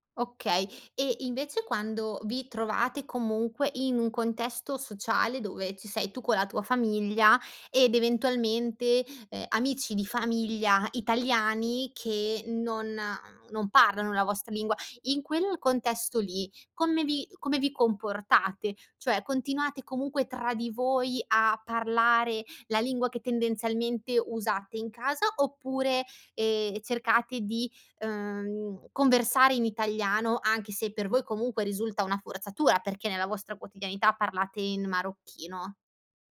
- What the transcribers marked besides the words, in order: none
- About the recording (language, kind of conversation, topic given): Italian, podcast, Che ruolo ha la lingua in casa tua?